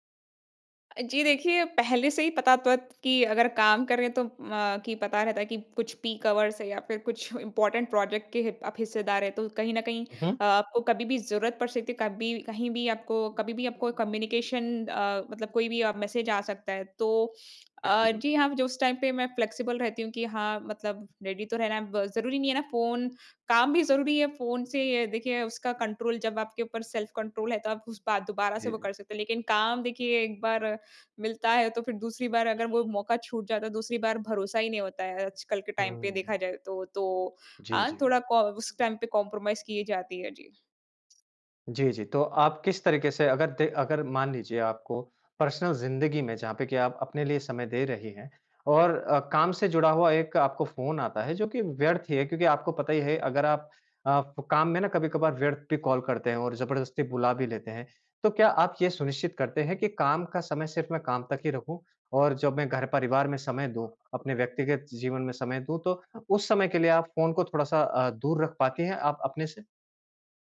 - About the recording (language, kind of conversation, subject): Hindi, podcast, आप मोबाइल फ़ोन और स्क्रीन पर बिताए जाने वाले समय को कैसे नियंत्रित करते हैं?
- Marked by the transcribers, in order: in English: "पीक आवर्स"; in English: "इम्पोर्टेंट प्रोजेक्ट"; in English: "कम्युनिकेशन"; in English: "टाइम"; in English: "फ्लेक्सिबल"; in English: "रेडी"; in English: "कंट्रोल"; in English: "सेल्फ कंट्रोल"; in English: "टाइम"; in English: "टाइम"; in English: "कॉम्परोमाइज़"; in English: "पर्सनल"